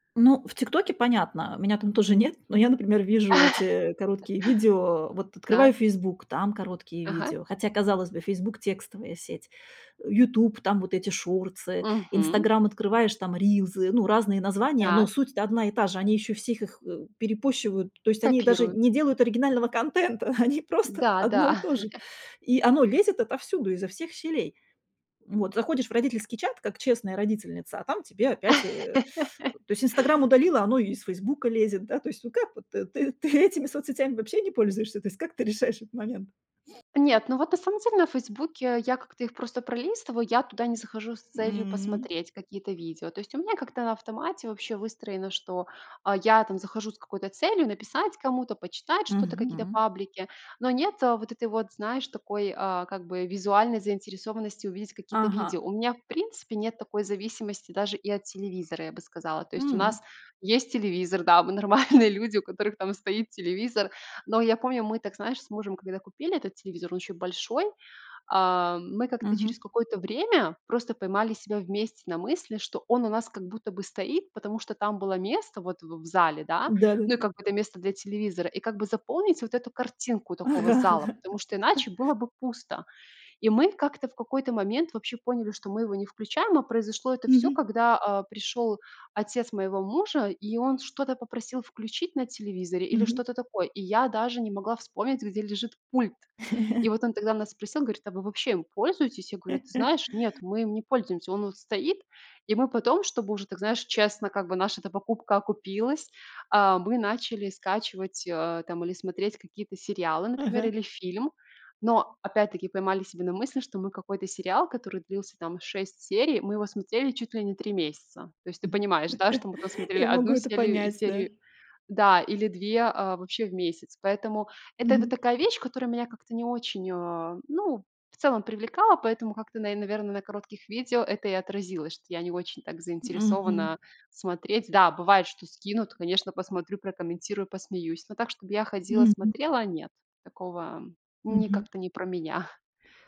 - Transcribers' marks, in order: chuckle; tapping; "рилсы" said as "рилзы"; laughing while speaking: "они просто"; chuckle; other background noise; laugh; laughing while speaking: "нормальные"; laughing while speaking: "Ага ага"; chuckle; chuckle; chuckle; laugh; chuckle
- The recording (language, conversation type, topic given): Russian, podcast, Как ты обычно берёшь паузу от социальных сетей?